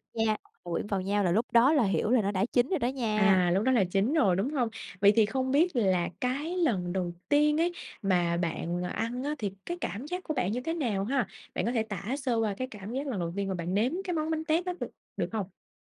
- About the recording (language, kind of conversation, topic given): Vietnamese, podcast, Bạn có nhớ món ăn gia đình nào gắn với một kỷ niệm đặc biệt không?
- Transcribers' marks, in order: tapping